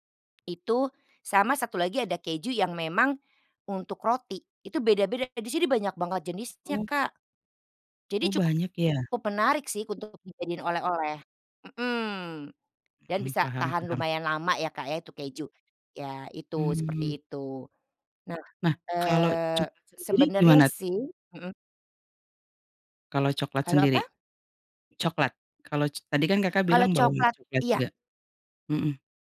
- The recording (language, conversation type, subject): Indonesian, podcast, Makanan apa yang selalu kamu bawa saat mudik?
- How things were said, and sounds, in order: tapping